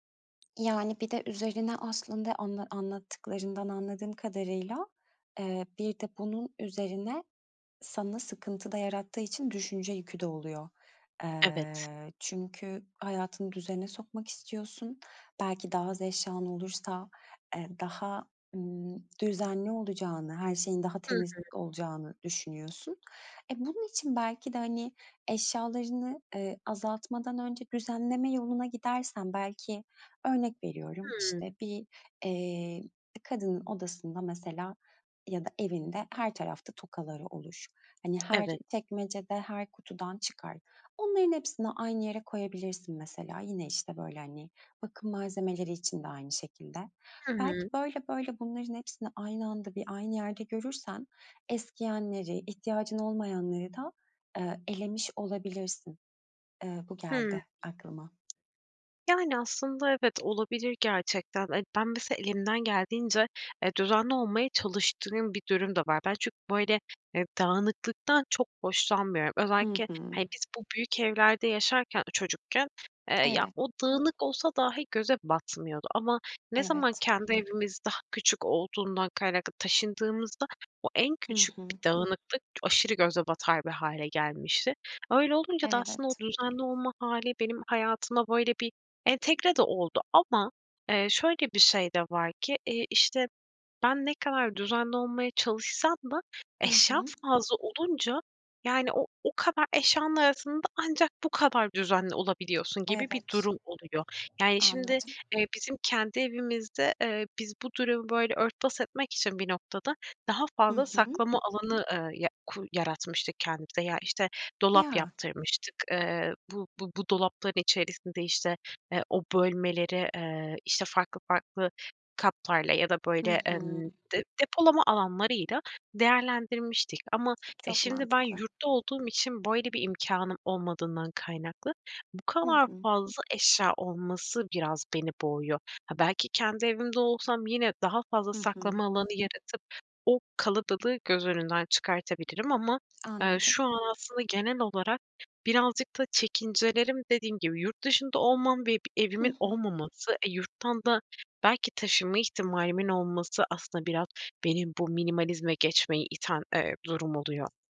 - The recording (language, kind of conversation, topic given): Turkish, advice, Minimalizme geçerken eşyaları elden çıkarırken neden suçluluk hissediyorum?
- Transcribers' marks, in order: tapping; other background noise